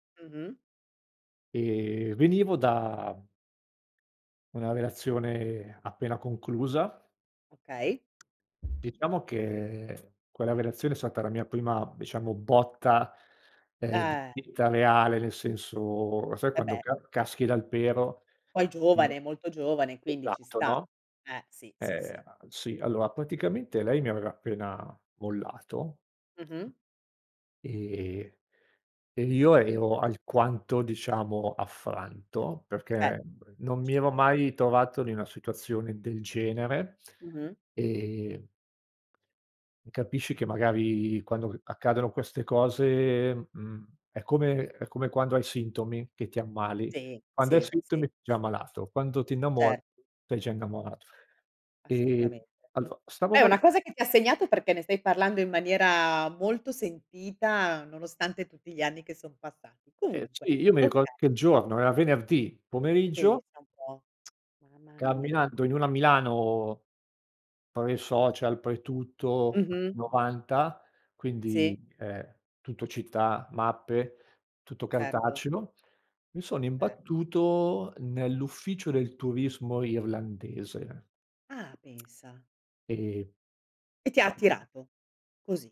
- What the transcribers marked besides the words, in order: drawn out: "e"; other background noise; tapping; drawn out: "che"; drawn out: "senso"; background speech; "in" said as "ni"; tsk; tsk
- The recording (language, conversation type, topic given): Italian, podcast, Qual è una scelta che ti ha cambiato la vita?